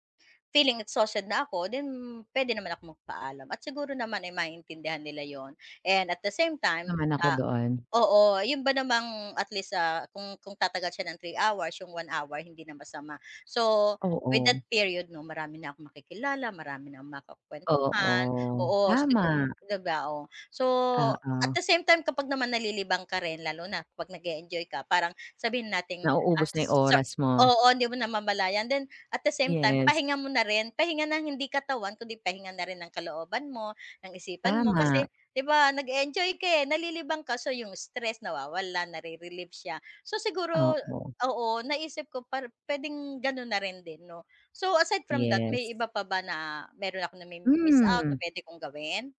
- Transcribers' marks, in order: other background noise; unintelligible speech; drawn out: "Oo"; tapping
- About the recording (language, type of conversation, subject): Filipino, advice, Paano ko mababalanse ang pahinga at mga obligasyong panlipunan?